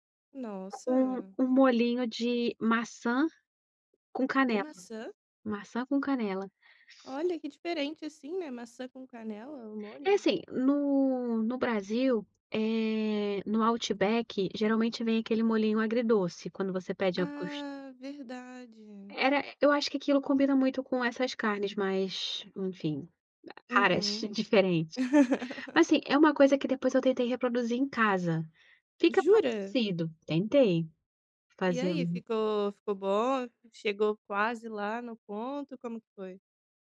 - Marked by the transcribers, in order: none
- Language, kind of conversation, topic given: Portuguese, podcast, Qual foi a melhor comida que você experimentou viajando?